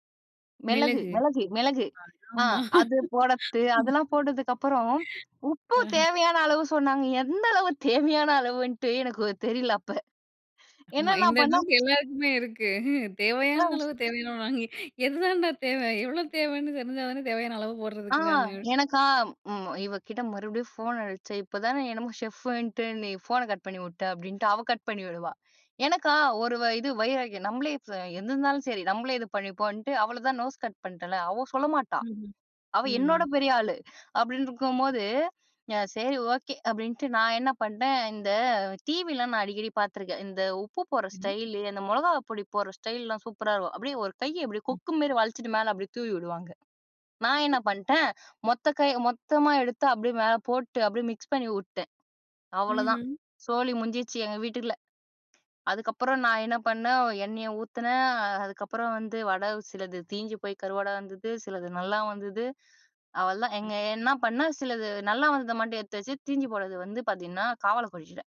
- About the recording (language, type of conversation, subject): Tamil, podcast, சமையல் செய்யும்போது உங்களுக்கு மிகவும் சந்தோஷம் தந்த ஒரு நினைவைக் பகிர்ந்து கொள்ள முடியுமா?
- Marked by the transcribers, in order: "போடுறது" said as "போடத்து"; laughing while speaking: "ஆமா"; laugh; laughing while speaking: "எந்த அளவு?"; laughing while speaking: "தெரில அப்ப"; laughing while speaking: "தேவையான அளவு, தேவையான அளவுங்குறாய்ங்க, எதுதாண்டா தேவை?"; other background noise; in English: "ஷெஃபுன்ட்டு"; in English: "நோஸ் கட்"; chuckle; "முடிஞ்ச்சு" said as "முஞ்சிச்சி"; other noise; "எடுத்து" said as "எத்து"